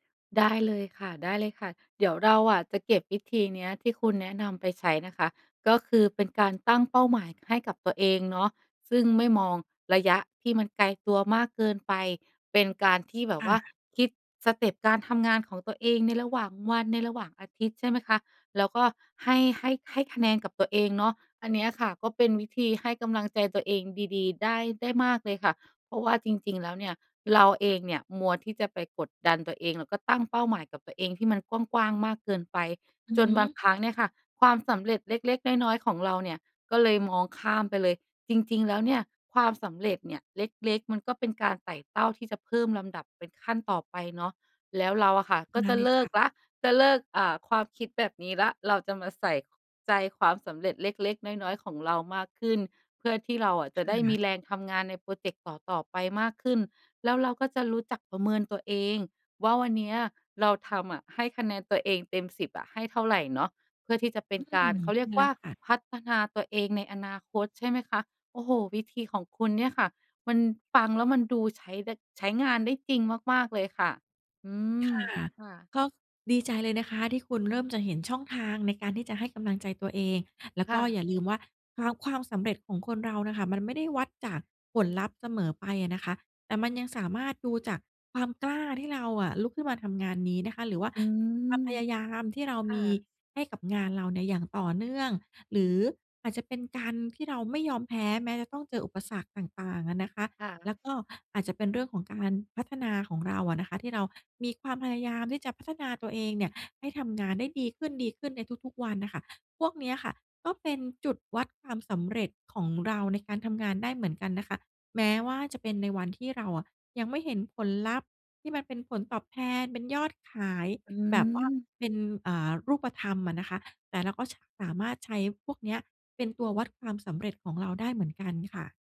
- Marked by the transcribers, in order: other background noise
- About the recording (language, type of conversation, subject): Thai, advice, ทำอย่างไรถึงจะไม่มองข้ามความสำเร็จเล็ก ๆ และไม่รู้สึกท้อกับเป้าหมายของตัวเอง?